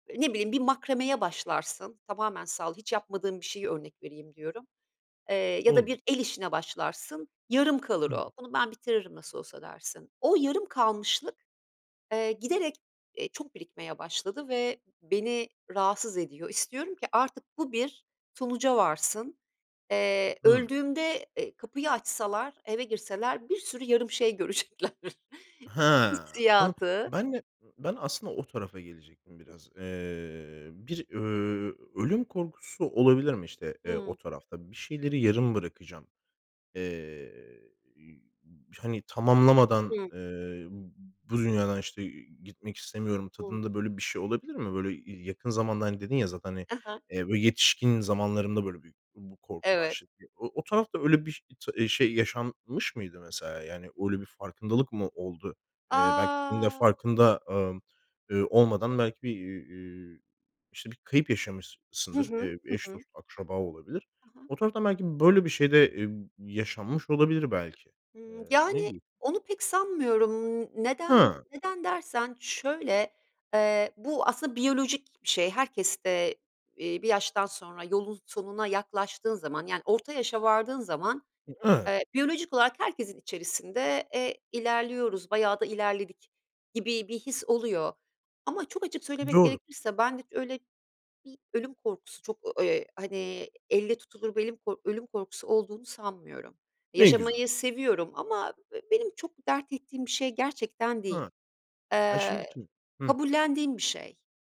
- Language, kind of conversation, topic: Turkish, podcast, Korkularınla yüzleşirken hangi adımları atarsın?
- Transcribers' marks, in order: laughing while speaking: "görecekler"; drawn out: "A"